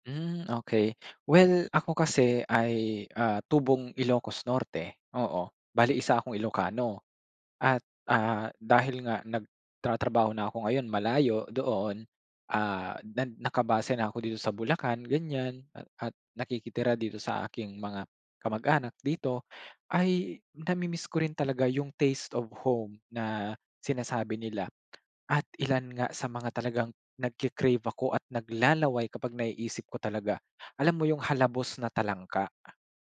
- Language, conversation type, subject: Filipino, podcast, Anong pagkain ang nagbibigay sa’yo ng pakiramdam na nasa tahanan ka, at ano ang kuwento nito?
- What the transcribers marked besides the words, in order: in English: "taste of home"; tapping